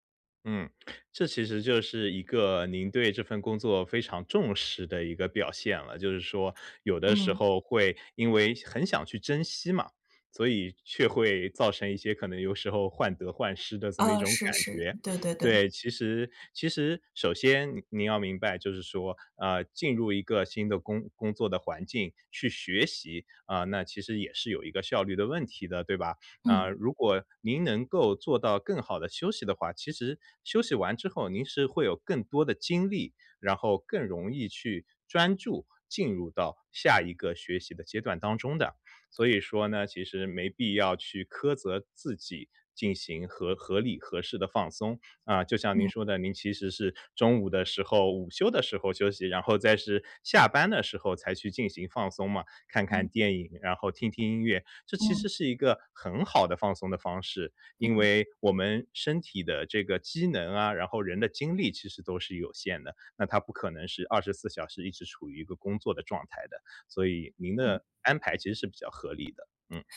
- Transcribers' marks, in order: tapping
- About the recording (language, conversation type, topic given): Chinese, advice, 放松时总感到内疚怎么办？